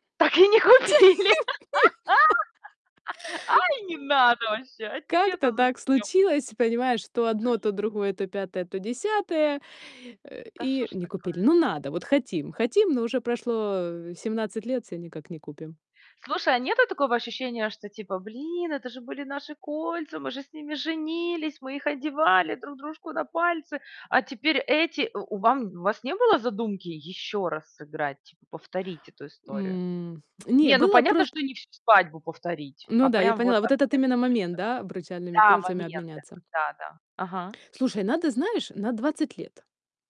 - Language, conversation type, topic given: Russian, podcast, Расскажи о поездке, которая пошла наперекосяк, но в итоге запомнилась хорошо?
- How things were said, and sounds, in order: laughing while speaking: "Так и не купили. А, и не надо вообще. А тебе-то зачем?"; laughing while speaking: "Ц нет, да"; unintelligible speech; distorted speech; put-on voice: "Блин, это же были наши … а теперь эти"; stressed: "ещё"; tsk